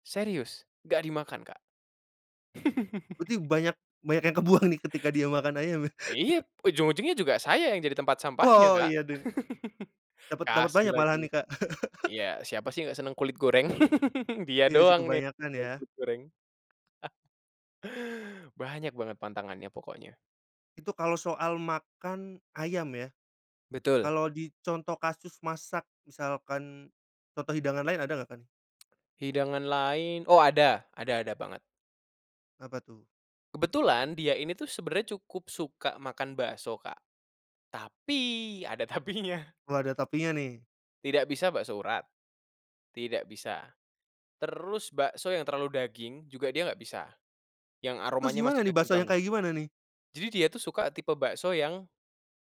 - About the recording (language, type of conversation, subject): Indonesian, podcast, Bagaimana pengalamanmu memasak untuk orang yang punya pantangan makanan?
- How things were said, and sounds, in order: laugh; laughing while speaking: "kebuang nih"; "Iyep" said as "iya"; laugh; laugh; laugh; other background noise; laughing while speaking: "ada tapinya"